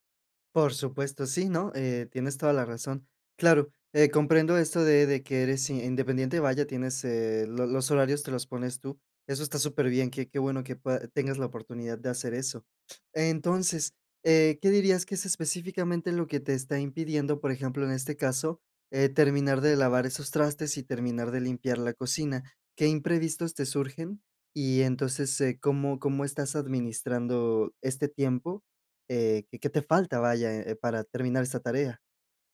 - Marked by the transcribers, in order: other background noise
- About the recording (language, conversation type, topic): Spanish, advice, ¿Cómo puedo mantener mis hábitos cuando surgen imprevistos diarios?